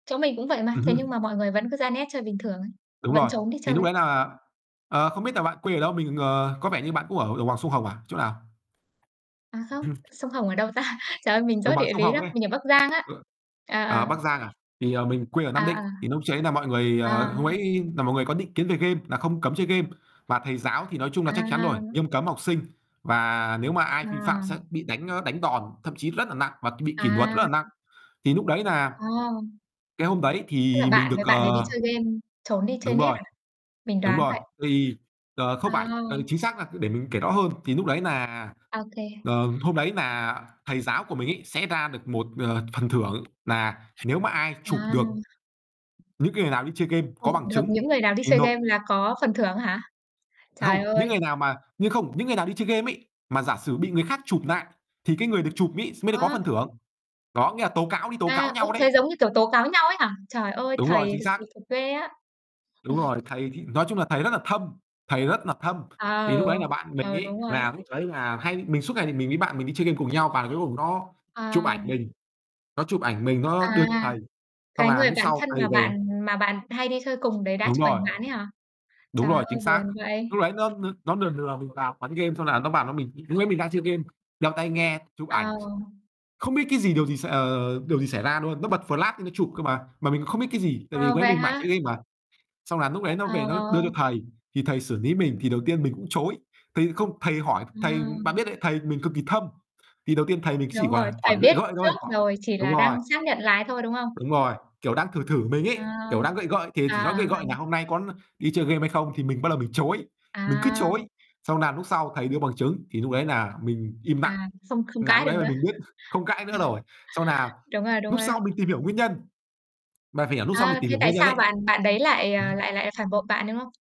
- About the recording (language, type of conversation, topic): Vietnamese, unstructured, Bạn đã từng cảm thấy bị bạn bè phản bội chưa?
- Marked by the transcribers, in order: other background noise; chuckle; laughing while speaking: "ta?"; distorted speech; tapping; "luật" said as "nuật"; laugh; mechanical hum; "lừa" said as "nừa"; "lừa" said as "nừa"; in English: "flash"; "lý" said as "ní"; chuckle